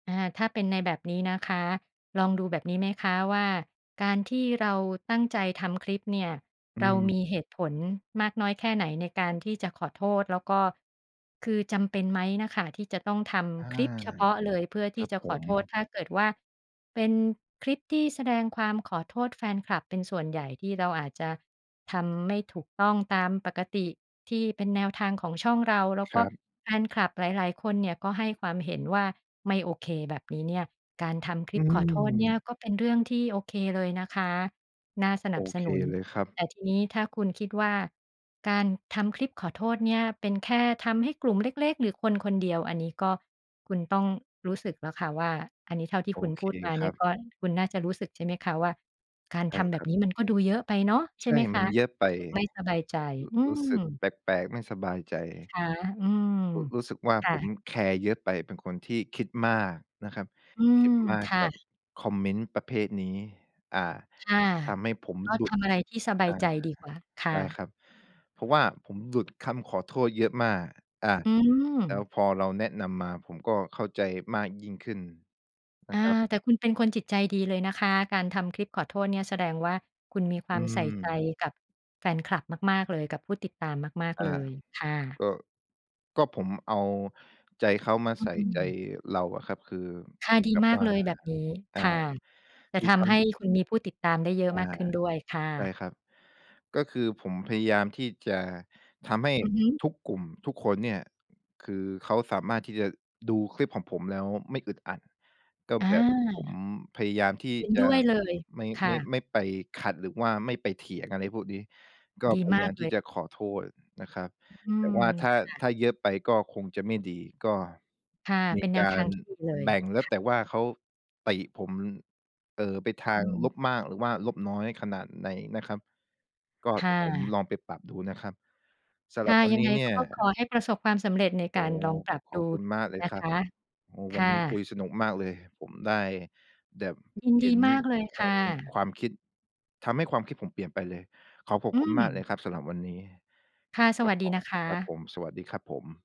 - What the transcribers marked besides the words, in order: other background noise
- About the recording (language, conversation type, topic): Thai, advice, ทำไมคุณถึงมักขอโทษอยู่เสมอทั้งที่คุณไม่ได้เป็นฝ่ายผิด?